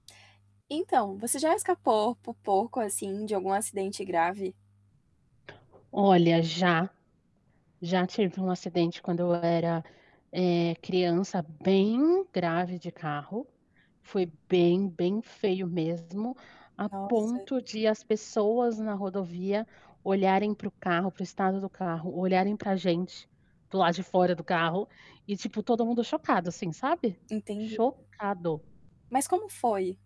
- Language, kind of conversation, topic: Portuguese, podcast, Você já escapou por pouco de um acidente grave?
- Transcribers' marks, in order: static; distorted speech; tapping; stressed: "chocado"